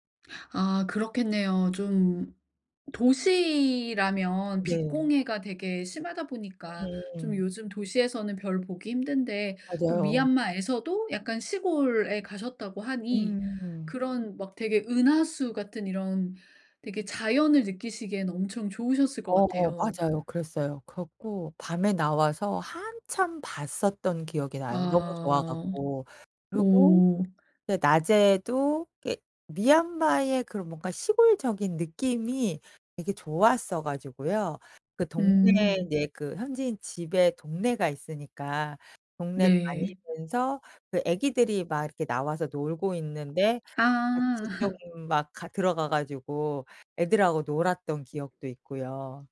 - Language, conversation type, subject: Korean, podcast, 여행 중에 현지인 집에 초대받은 적이 있으신가요?
- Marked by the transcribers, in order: tapping; laugh